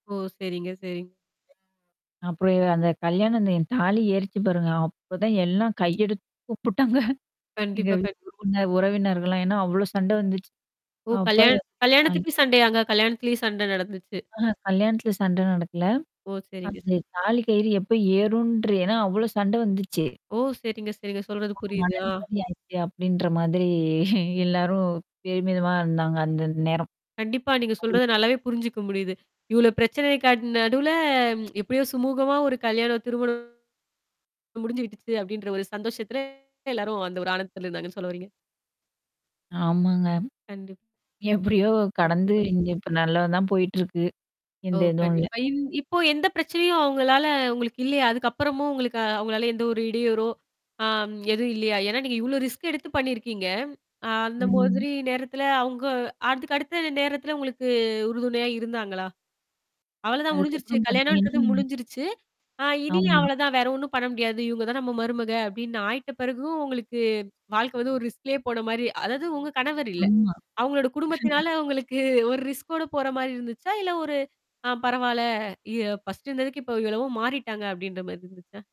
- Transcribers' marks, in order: other background noise; static; laughing while speaking: "கையெடுத்து கூப்பிட்டாங்க"; unintelligible speech; unintelligible speech; distorted speech; laughing while speaking: "அப்படின்ற மாதிரி எல்லாரும் பெருமிதமா இருந்தாங்க. அந்த நேரம்"; other noise; tsk; mechanical hum; in English: "ரிஸ்க்"; "மொதறி" said as "மாதிரி"; in English: "ரிஸ்க்லேயே"; laughing while speaking: "அவங்களோட குடும்பத்துனால உங்களுக்கு ஒரு"; chuckle; in English: "ரிஸ்க்கோட"
- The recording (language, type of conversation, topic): Tamil, podcast, காதல் மற்றும் நட்பு போன்ற உறவுகளில் ஏற்படும் அபாயங்களை நீங்கள் எவ்வாறு அணுகுவீர்கள்?